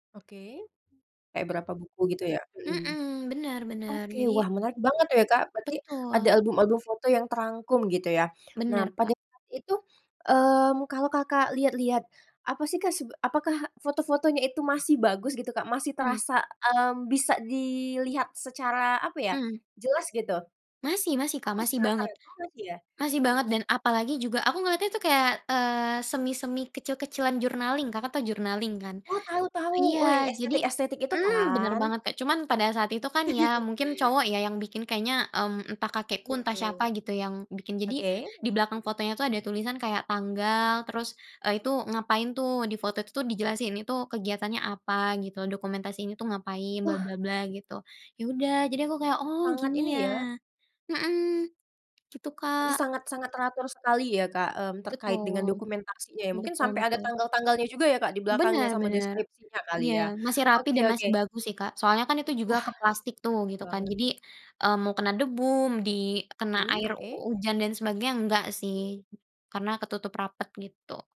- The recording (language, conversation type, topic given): Indonesian, podcast, Benda peninggalan keluarga apa yang paling berarti buatmu, dan kenapa?
- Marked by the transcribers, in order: in English: "journaling"; in English: "journaling"; laugh